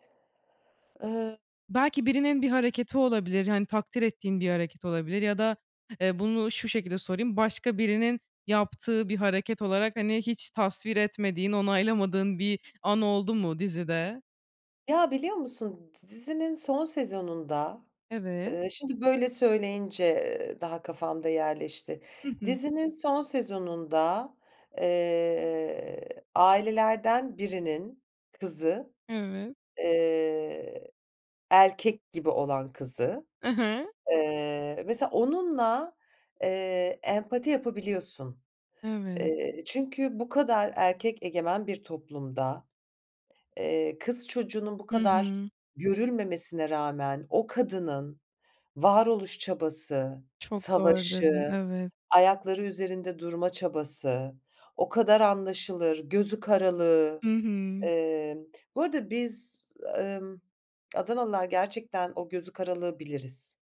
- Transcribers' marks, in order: none
- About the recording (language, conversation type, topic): Turkish, podcast, En son hangi film ya da dizi sana ilham verdi, neden?